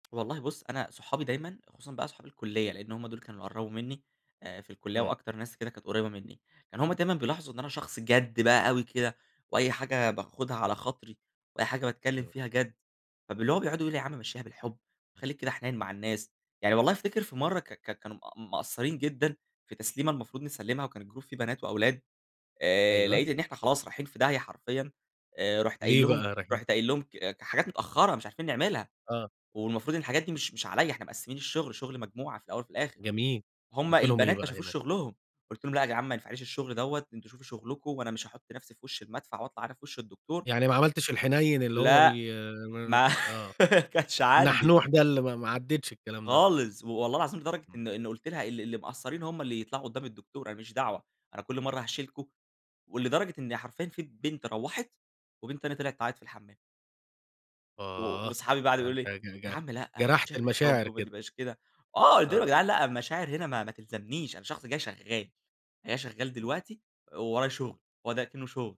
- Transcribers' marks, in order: in English: "الجروب"; laughing while speaking: "ما كانش"
- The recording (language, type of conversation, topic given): Arabic, podcast, إزاي بتوازن بين مشاعرك ومنطقك وإنت بتاخد قرار؟